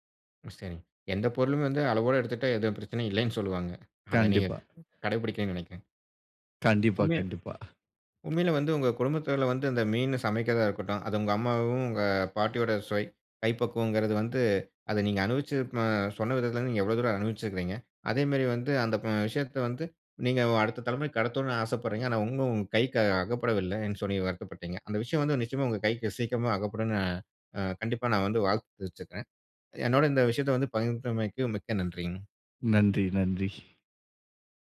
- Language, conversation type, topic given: Tamil, podcast, பழமையான குடும்ப சமையல் செய்முறையை நீங்கள் எப்படி பாதுகாத்துக் கொள்வீர்கள்?
- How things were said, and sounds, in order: other background noise